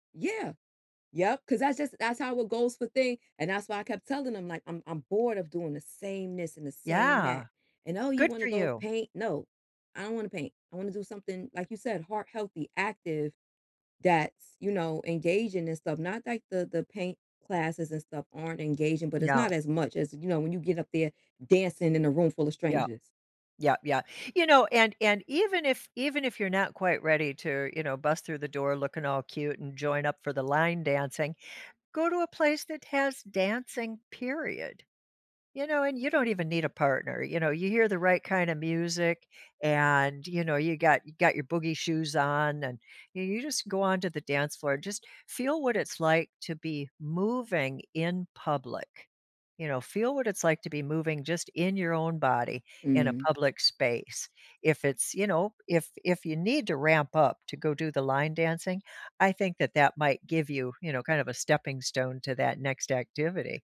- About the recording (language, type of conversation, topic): English, advice, How can I discover new hobbies that actually keep me interested?
- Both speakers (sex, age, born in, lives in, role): female, 40-44, United States, United States, user; female, 65-69, United States, United States, advisor
- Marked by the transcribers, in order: tapping; other background noise